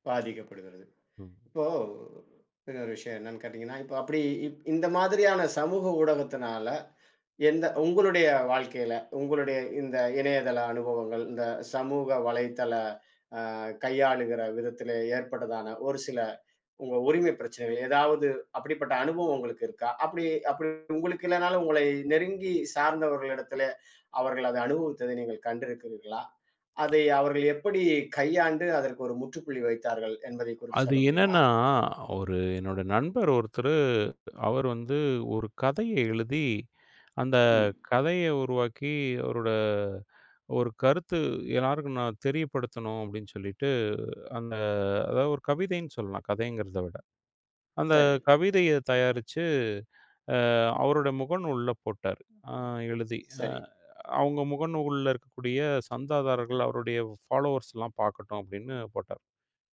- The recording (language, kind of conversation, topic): Tamil, podcast, சமூக ஊடகங்களில் தனியுரிமை பிரச்சினைகளை எப்படிக் கையாளலாம்?
- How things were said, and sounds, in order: tongue click; inhale; in another language: "ஃபாலோவர்ஸ்"